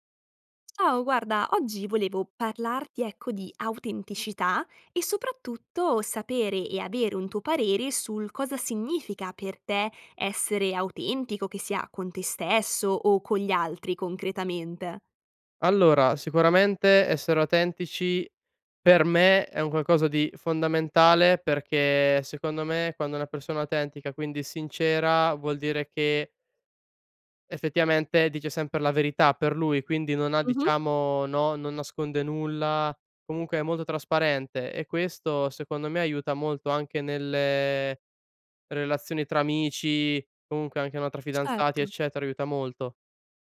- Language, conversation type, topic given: Italian, podcast, Cosa significa per te essere autentico, concretamente?
- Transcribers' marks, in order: none